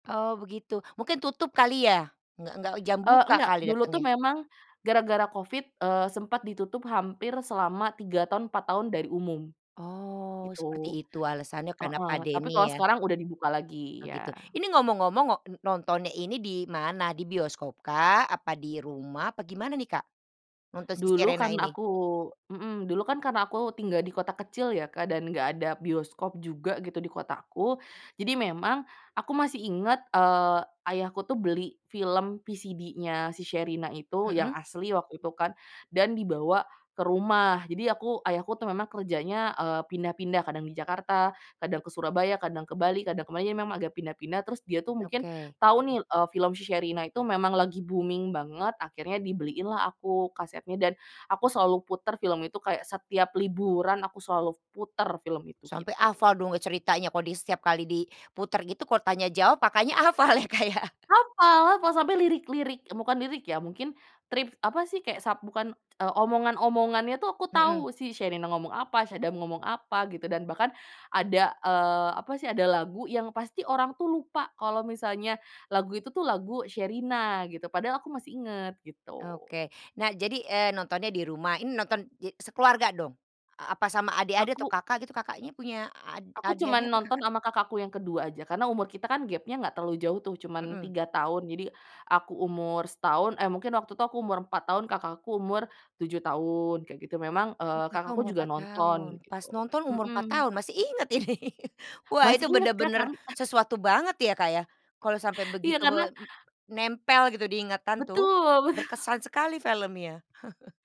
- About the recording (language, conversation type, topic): Indonesian, podcast, Film atau momen apa yang bikin kamu nostalgia saat mendengar sebuah lagu?
- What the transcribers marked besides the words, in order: in English: "booming"; laughing while speaking: "hafal ya Kak ya"; laughing while speaking: "ini"; laughing while speaking: "betul"; chuckle